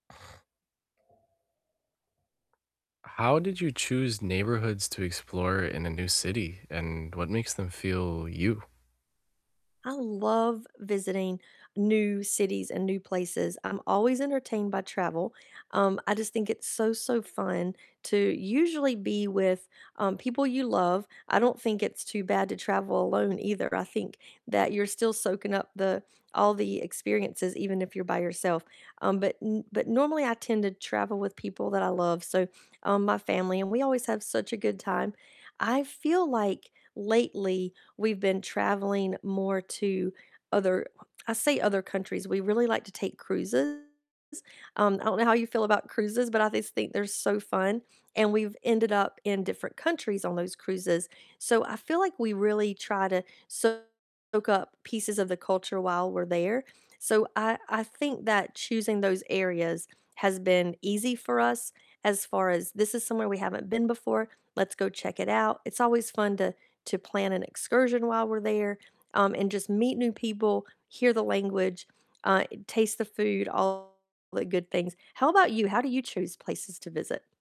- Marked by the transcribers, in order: other background noise; static; distorted speech
- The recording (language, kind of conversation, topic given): English, unstructured, How do you choose which neighborhoods to explore in a new city, and what makes them feel like a good fit for you?
- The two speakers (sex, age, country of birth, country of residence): female, 50-54, United States, United States; male, 25-29, United States, United States